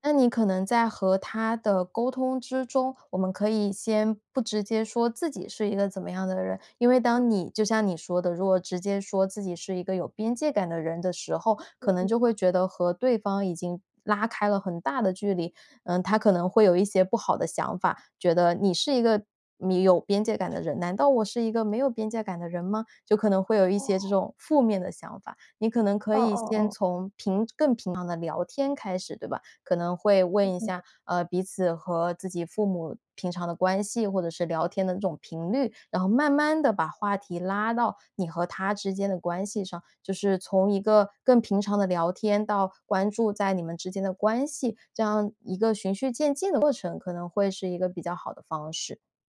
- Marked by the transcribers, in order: other noise
- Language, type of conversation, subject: Chinese, advice, 当朋友过度依赖我时，我该如何设定并坚持界限？